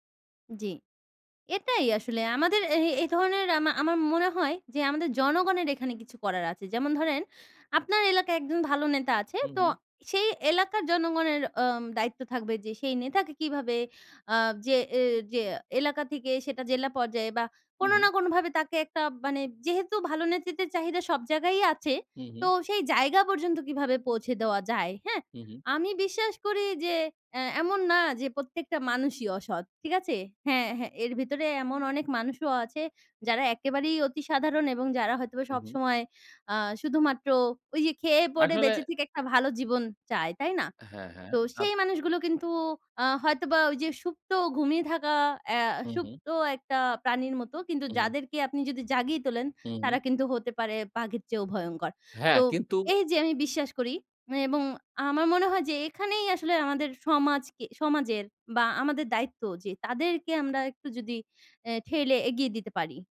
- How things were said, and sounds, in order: none
- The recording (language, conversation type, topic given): Bengali, unstructured, আপনার মতে ভালো নেতৃত্বের গুণগুলো কী কী?